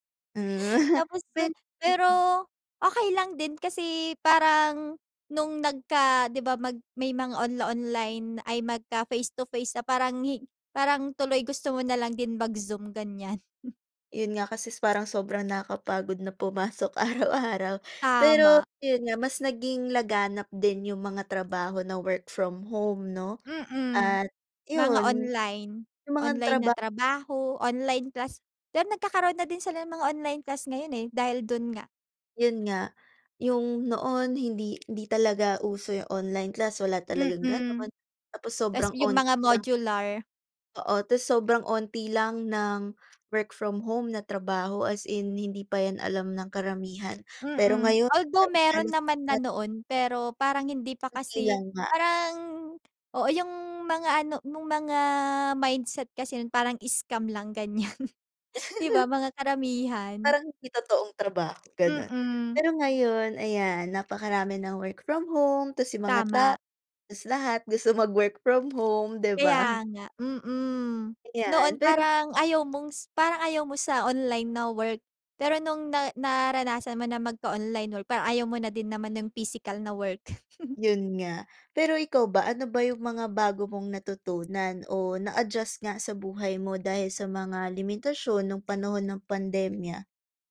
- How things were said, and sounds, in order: chuckle; unintelligible speech; other background noise; laughing while speaking: "araw-araw"; tapping; laughing while speaking: "ganyan"; giggle; chuckle
- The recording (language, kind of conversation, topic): Filipino, unstructured, Paano mo ilalarawan ang naging epekto ng pandemya sa iyong araw-araw na pamumuhay?